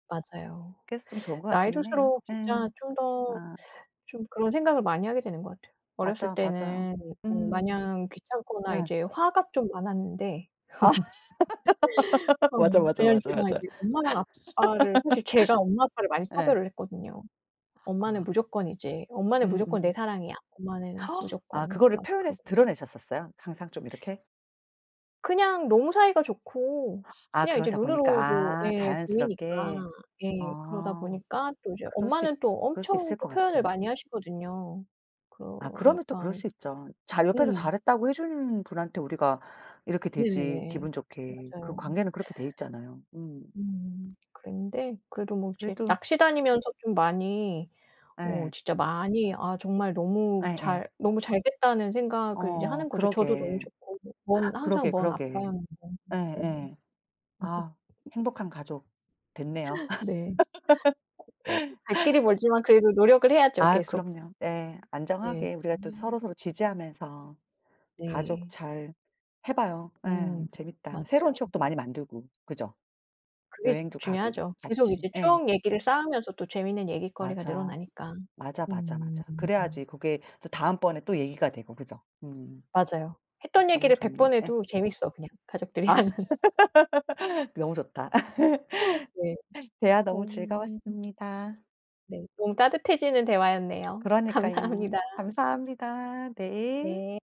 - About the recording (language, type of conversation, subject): Korean, unstructured, 가족과 함께한 기억 중 가장 좋아하는 것은 무엇인가요?
- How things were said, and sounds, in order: laugh; laughing while speaking: "아"; laugh; laugh; other background noise; gasp; laugh; unintelligible speech; laugh; tapping; laughing while speaking: "아"; laugh; laughing while speaking: "가족들이랑은"; laugh; laughing while speaking: "감사합니다"